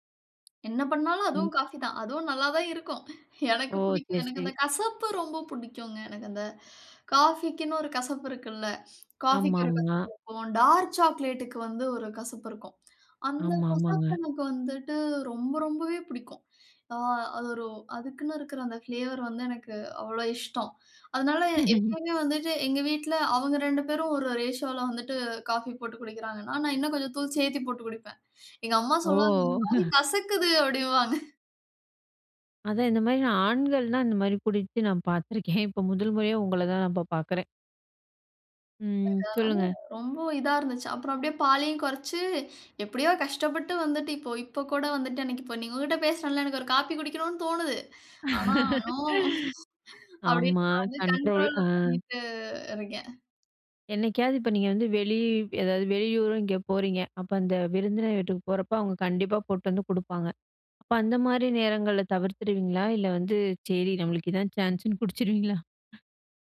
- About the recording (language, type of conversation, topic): Tamil, podcast, ஒரு பழக்கத்தை மாற்ற நீங்கள் எடுத்த முதல் படி என்ன?
- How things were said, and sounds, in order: other background noise; laughing while speaking: "அதுவும் நல்லா தான் இருக்கும். எனக்கு பிடிக்கும்"; in English: "டார்க் சாக்லேட்க்கு"; in English: "ஃப்ளேவர்"; laugh; in English: "ரேஷியோல"; chuckle; unintelligible speech; laughing while speaking: "கசக்குது அப்டிம்பாங்க"; chuckle; laugh; in English: "கண்ட்ரோல்"; laughing while speaking: "ஆனா நோ அப்டின்ட்டு நான் வந்து கண்ட்ரோல் பண்ணிட்டு இருக்கேன்"; drawn out: "நோ"; laughing while speaking: "இதான் சான்ஸுன்னு குடிச்சுருவீங்களா?"; in English: "சான்ஸுன்னு"